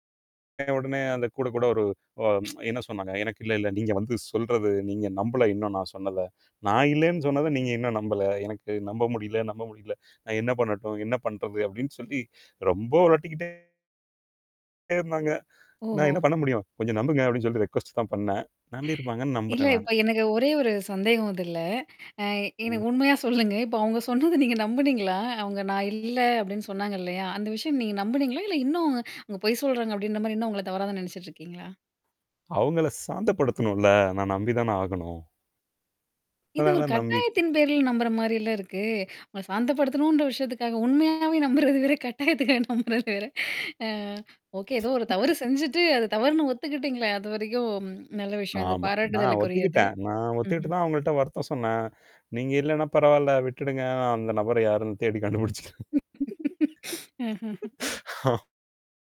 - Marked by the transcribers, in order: tsk; distorted speech; static; in English: "ரெகொஸ்ட்"; chuckle; laughing while speaking: "சொல்லுங்க. இப்ப அவுங்க சொன்னத நீங்க நம்புனீங்களா?"; other noise; other background noise; laughing while speaking: "உண்மையாவே நம்புறது வேற, கட்டாயத்துக்காக நம்புறது வேற"; mechanical hum; laugh; laughing while speaking: "கண்டுபுடிச்சுக்கிறேன். ஹா"
- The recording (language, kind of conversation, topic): Tamil, podcast, நம்முடைய தவறுகளைப் பற்றி திறந்தமையாகப் பேச முடியுமா?